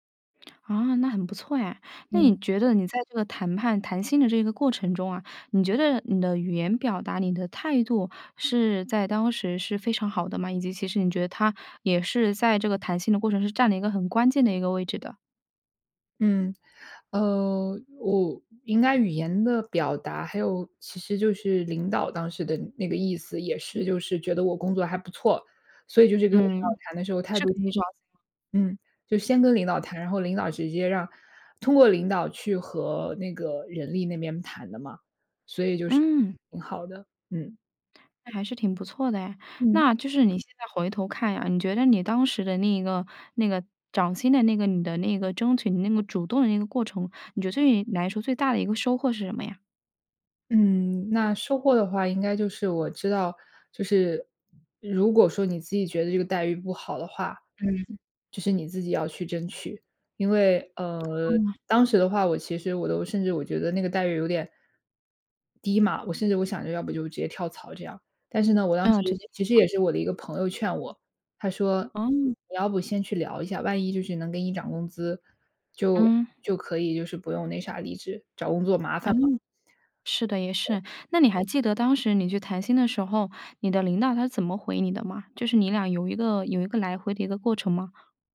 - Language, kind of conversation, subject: Chinese, podcast, 你是怎么争取加薪或更好的薪酬待遇的？
- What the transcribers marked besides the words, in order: other background noise